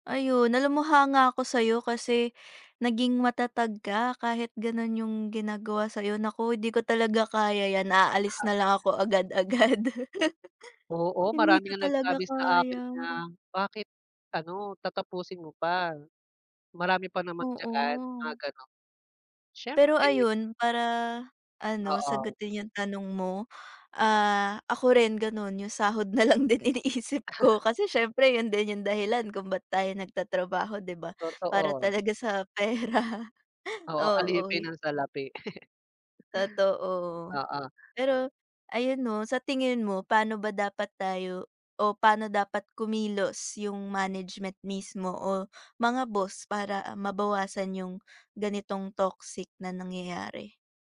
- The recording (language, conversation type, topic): Filipino, unstructured, Paano mo hinaharap ang nakalalasong kapaligiran sa opisina?
- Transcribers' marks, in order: laughing while speaking: "agad-agad"; laugh; laughing while speaking: "na lang din iniisip ko"; laugh; tapping; laughing while speaking: "sa pera"; laugh